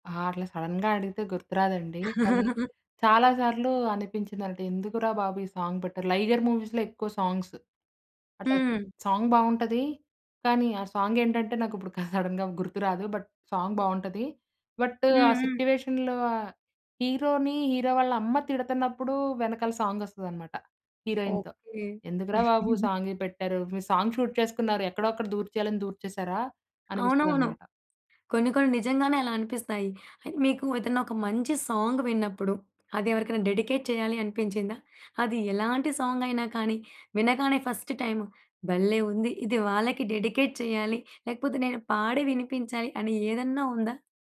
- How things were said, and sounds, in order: in English: "సడన్‌గా"; giggle; in English: "సాంగ్"; in English: "మూవీస్‌లో"; in English: "సాంగ్స్"; in English: "సాంగ్"; in English: "సాంగ్"; chuckle; in English: "సడన్‌గా"; in English: "బట్ సాంగ్"; in English: "బట్"; in English: "సిట్యువేషన్‌లో"; in English: "హీరో‌ని హీరో"; in English: "సాంగ్"; in English: "హీరోయిన్‌తో"; in English: "సాంగ్"; giggle; in English: "సాంగ్ షూట్"; in English: "సాంగ్"; in English: "డెడికేట్"; in English: "సాంగ్"; in English: "ఫస్ట్ టైమ్"; in English: "డెడికేట్"
- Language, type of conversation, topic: Telugu, podcast, కొత్త పాటలను సాధారణంగా మీరు ఎక్కడ నుంచి కనుగొంటారు?